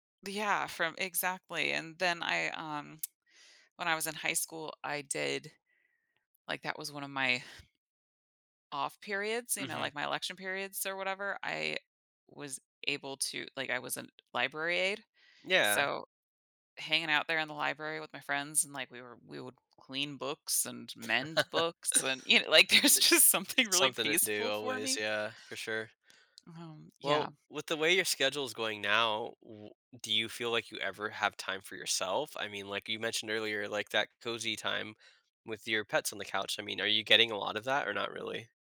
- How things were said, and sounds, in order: tapping; laugh; laughing while speaking: "there's just something"; other background noise
- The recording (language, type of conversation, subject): English, advice, How can I set boundaries and manage my time so work doesn't overrun my personal life?